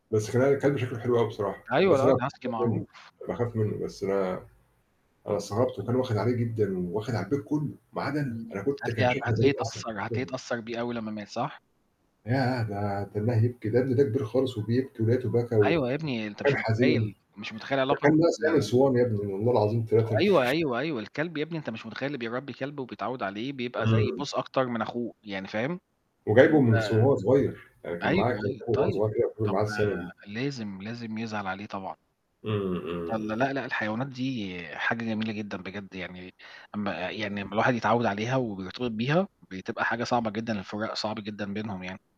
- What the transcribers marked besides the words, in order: static; distorted speech; unintelligible speech; unintelligible speech; unintelligible speech; horn; other background noise; chuckle; unintelligible speech
- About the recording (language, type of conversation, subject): Arabic, unstructured, هل إنت شايف إن تربية الحيوانات الأليفة بتساعد الواحد يتعلم المسؤولية؟